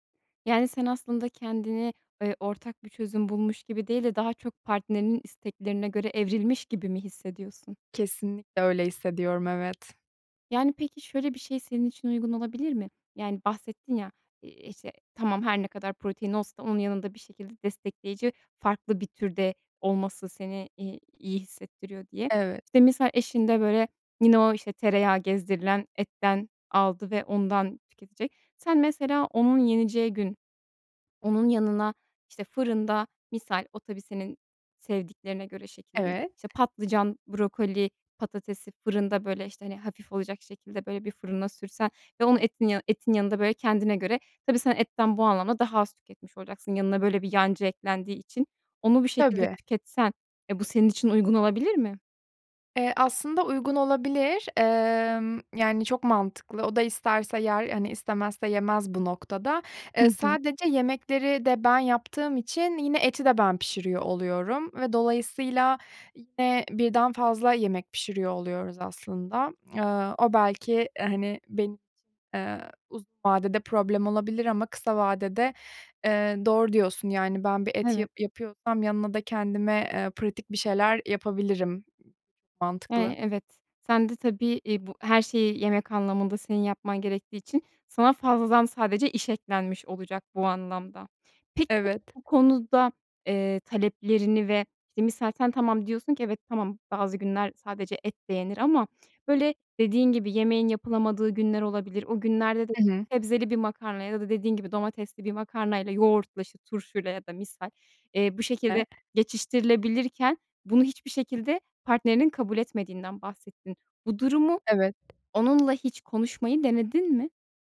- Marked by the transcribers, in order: other background noise; other noise
- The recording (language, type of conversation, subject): Turkish, advice, Ailenizin ya da partnerinizin yeme alışkanlıklarıyla yaşadığınız çatışmayı nasıl yönetebilirsiniz?